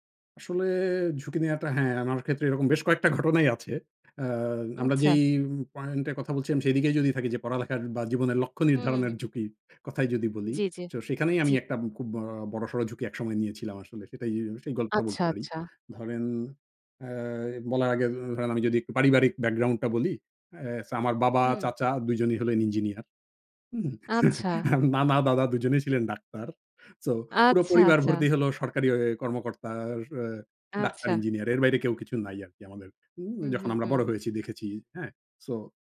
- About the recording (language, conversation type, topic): Bengali, podcast, আপনার মতে কখন ঝুঁকি নেওয়া উচিত, এবং কেন?
- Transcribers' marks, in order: laugh; laughing while speaking: "নানা,দাদা দুই জনেই ছিলেন ডাক্তার … অ ডাক্তার, ইঞ্জিনিয়ার"